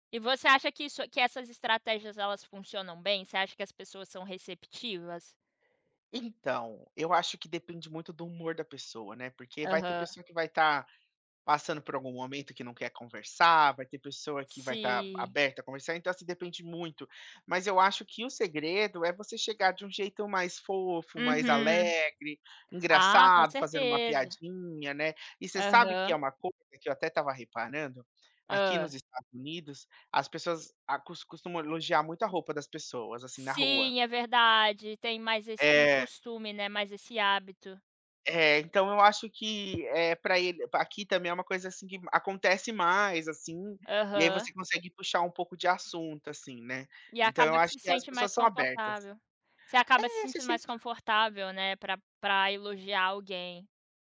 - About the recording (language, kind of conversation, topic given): Portuguese, podcast, Qual é a sua estratégia para começar uma conversa com desconhecidos?
- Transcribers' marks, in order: tapping